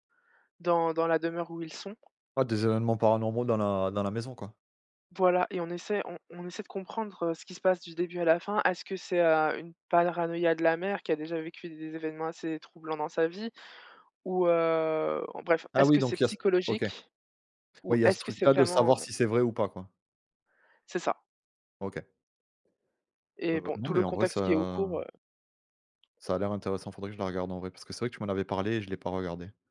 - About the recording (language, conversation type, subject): French, unstructured, Qu’est-ce qui rend certaines séries télévisées particulièrement captivantes pour vous ?
- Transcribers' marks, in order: tapping; "paranoïa" said as "panranoïa"